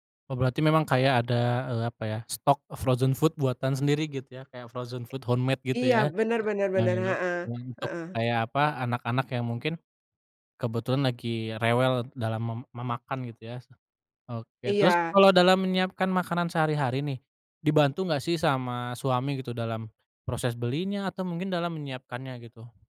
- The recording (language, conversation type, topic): Indonesian, podcast, Bagaimana biasanya kamu menyiapkan makanan sehari-hari di rumah?
- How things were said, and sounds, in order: in English: "frozen food"; tapping; in English: "frozen food homemade"; other background noise; unintelligible speech